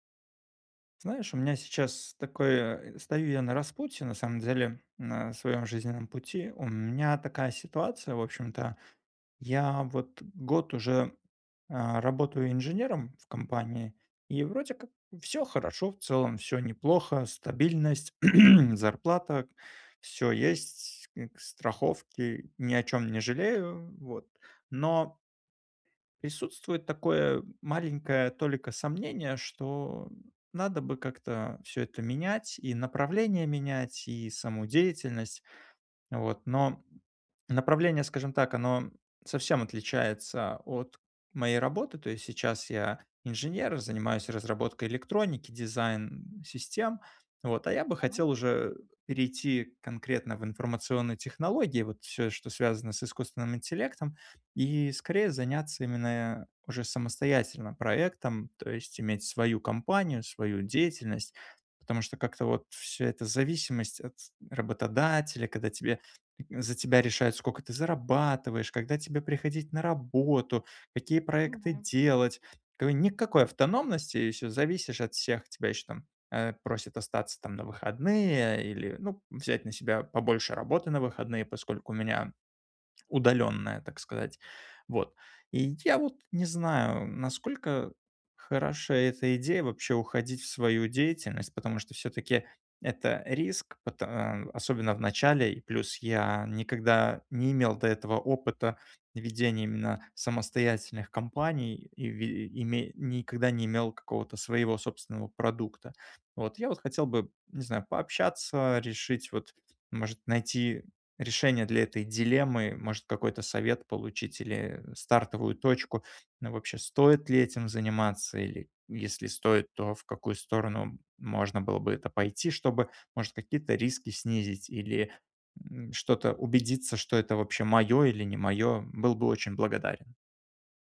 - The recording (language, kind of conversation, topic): Russian, advice, Как понять, стоит ли сейчас менять карьерное направление?
- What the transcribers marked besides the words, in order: tapping; throat clearing; "сколько" said as "скока"; other background noise